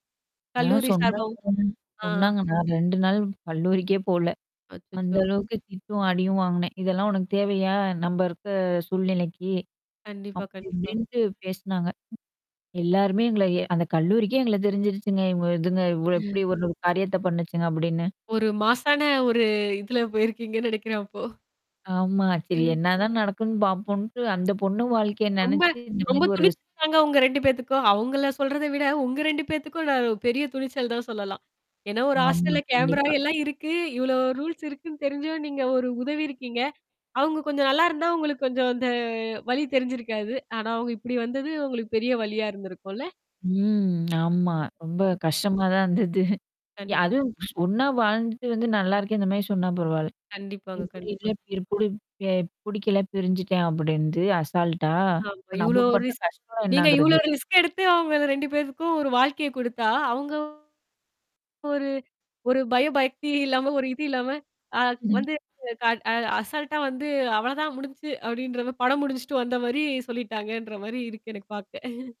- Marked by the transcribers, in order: distorted speech; tapping; laugh; laughing while speaking: "ஒரு மாஸான ஒரு இதுல போயிருக்கீங்கன்னு நெனக்கிறேன் அப்போ?"; in English: "மாஸான"; mechanical hum; in English: "ரிஸ்க்"; in English: "ஹாஸ்டல்ல கேமரா"; static; in English: "ரூல்ஸ்"; drawn out: "ம்"; lip smack; other background noise; laughing while speaking: "இருந்தது"; unintelligible speech; in English: "அசால்டா"; in English: "ரிஸ்க்"; in English: "ரிஸ்க்"; in English: "அசல்ட்டா"; chuckle
- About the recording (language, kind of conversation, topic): Tamil, podcast, காதல் மற்றும் நட்பு போன்ற உறவுகளில் ஏற்படும் அபாயங்களை நீங்கள் எவ்வாறு அணுகுவீர்கள்?